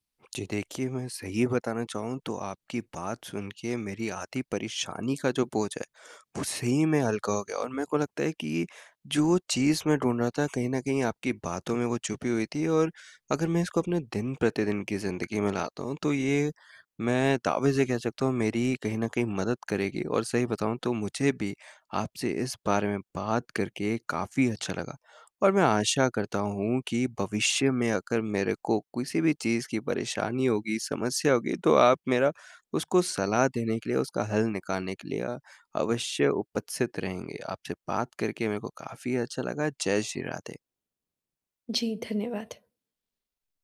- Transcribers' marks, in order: none
- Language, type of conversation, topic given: Hindi, advice, आत्म-संदेह को कैसे शांत करूँ?